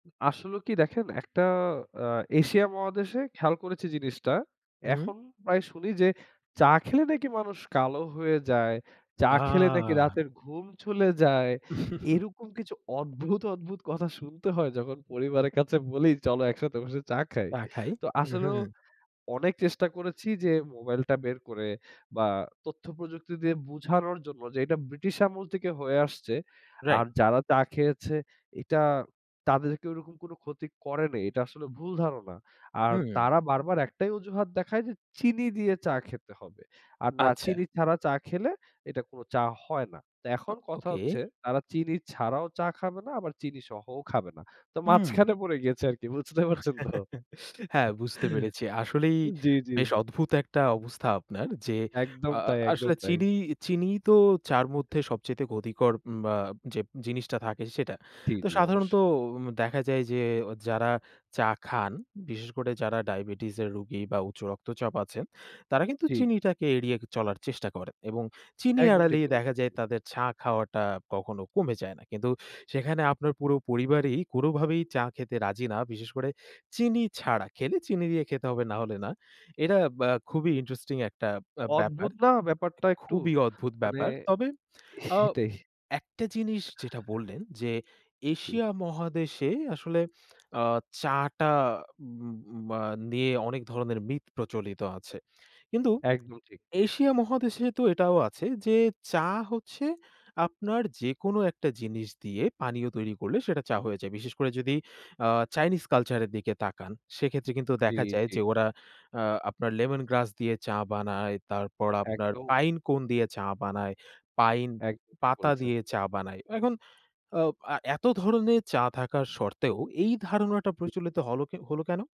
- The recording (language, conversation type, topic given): Bengali, podcast, চায়ের আড্ডা কেন আমাদের সম্পর্ক গড়ে তুলতে সাহায্য করে?
- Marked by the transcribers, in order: drawn out: "আ"; chuckle; other background noise; chuckle; laughing while speaking: "সেটাই"; in English: "মিথ"